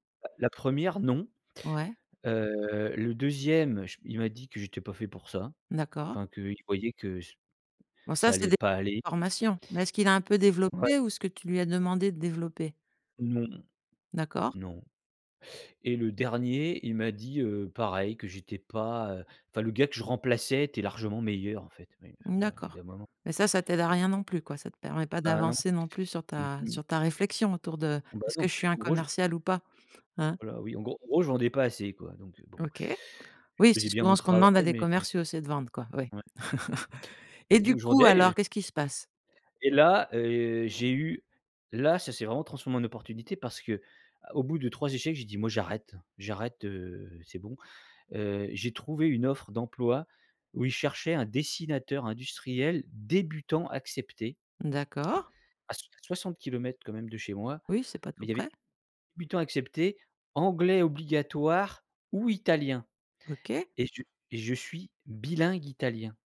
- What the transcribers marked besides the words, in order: other background noise; background speech; chuckle; stressed: "débutant"; tapping
- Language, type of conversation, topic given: French, podcast, Pouvez-vous raconter un échec qui s’est transformé en opportunité ?